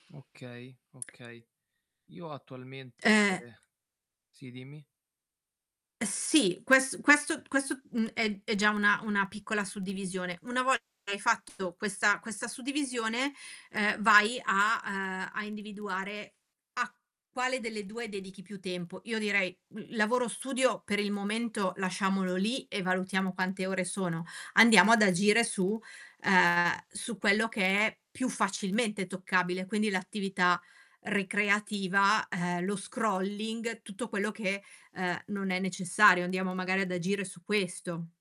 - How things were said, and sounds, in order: static; distorted speech; tapping; "questo" said as "quesso"; in English: "scrolling"; unintelligible speech
- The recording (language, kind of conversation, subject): Italian, advice, Come descriveresti la tua dipendenza dagli schermi e il poco tempo offline che hai per ricaricarti?